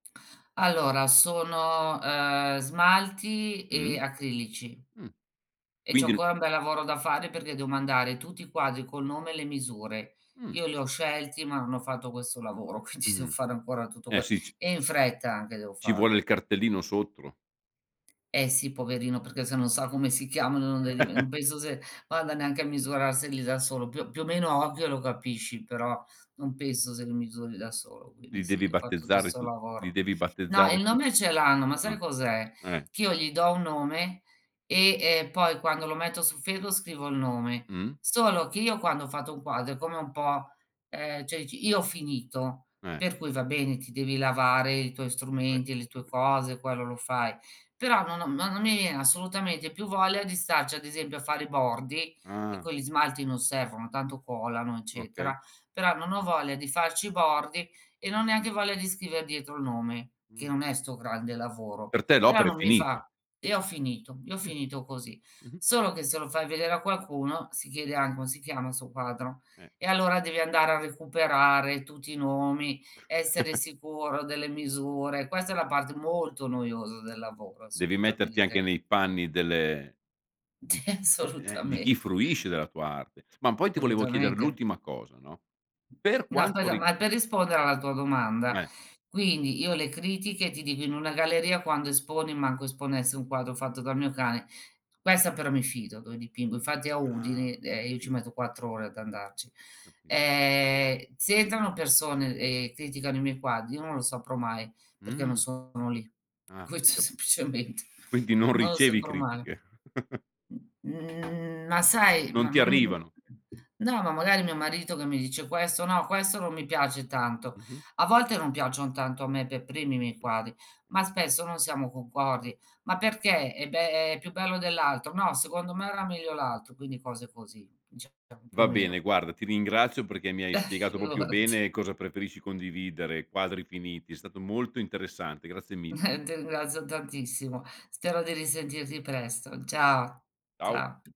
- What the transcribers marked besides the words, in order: tapping; other noise; laughing while speaking: "quindi devo"; "sotto" said as "sottro"; laughing while speaking: "come si chiamano"; other background noise; chuckle; "cioè" said as "ceh"; "Vabbè" said as "vabè"; "Vabbè" said as "vbè"; chuckle; stressed: "molto"; laughing while speaking: "Ti assolutamente"; "Assolutamente" said as "solutamente"; "Udine" said as "Udini"; drawn out: "Ehm"; laughing while speaking: "Questo è, semplicement"; chuckle; laughing while speaking: "figurati"; "proprio" said as "popio"; laughing while speaking: "Eh, ti ringrazio"
- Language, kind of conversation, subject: Italian, podcast, Preferisci condividere opere finite o bozze ancora in lavorazione?